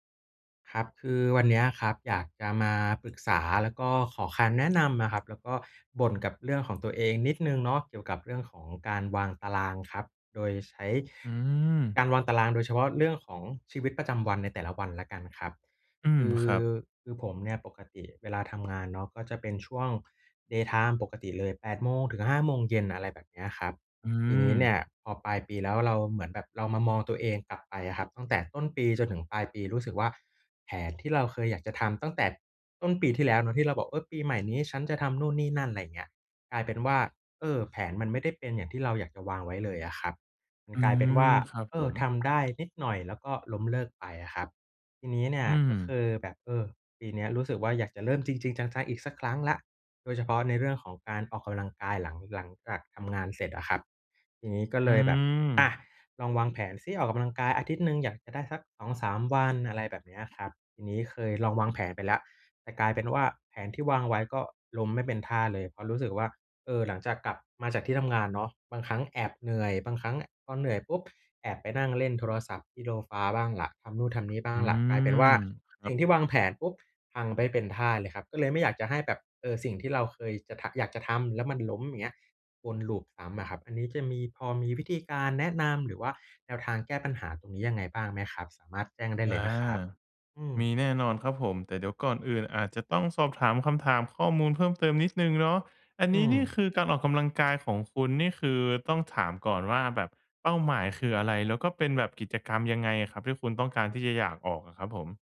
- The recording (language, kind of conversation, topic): Thai, advice, ฉันจะเริ่มสร้างนิสัยและติดตามความก้าวหน้าในแต่ละวันอย่างไรให้ทำได้ต่อเนื่อง?
- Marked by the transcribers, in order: tapping; in English: "day time"; "โซฟา" said as "โดฟา"